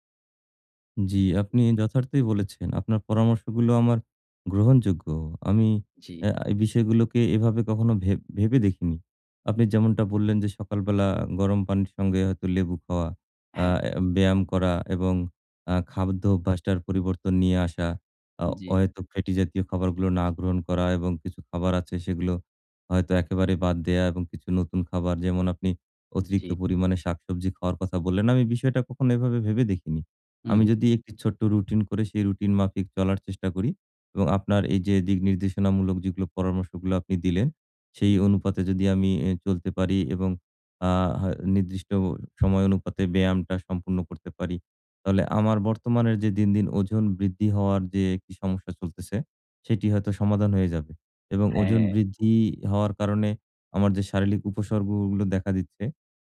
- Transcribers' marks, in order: "খাদ্য" said as "খাওাধ্য"; "দিক" said as "দিগ"; drawn out: "হ্যাঁ"; "শারীরিক" said as "শারিলিক"
- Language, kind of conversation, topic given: Bengali, advice, ওজন কমানোর জন্য চেষ্টা করেও ফল না পেলে কী করবেন?